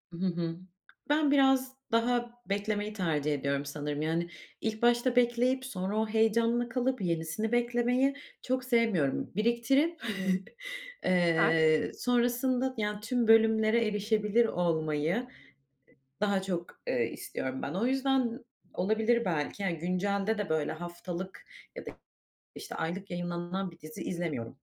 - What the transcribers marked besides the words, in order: chuckle
- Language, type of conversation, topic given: Turkish, podcast, Sence bir diziyi bağımlılık yapıcı kılan şey nedir?